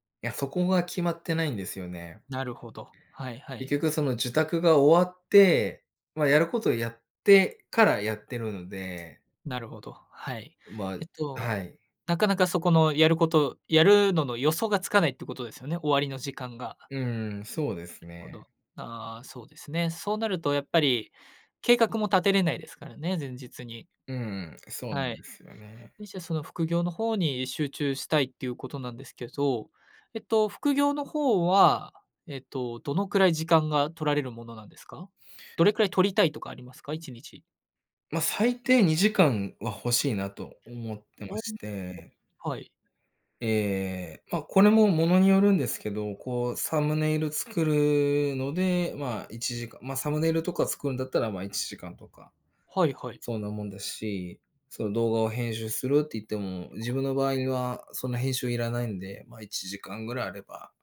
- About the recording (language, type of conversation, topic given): Japanese, advice, 仕事中に集中するルーティンを作れないときの対処法
- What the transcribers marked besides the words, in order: other background noise; other noise; unintelligible speech